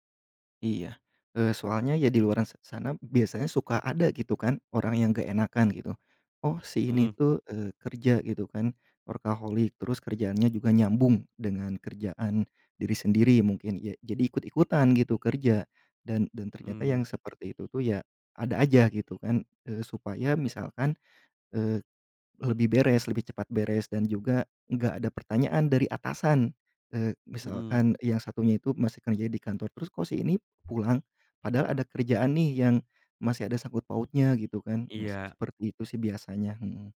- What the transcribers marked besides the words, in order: in English: "workaholic"; other background noise
- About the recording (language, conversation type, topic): Indonesian, podcast, Gimana kamu menjaga keseimbangan kerja dan kehidupan pribadi?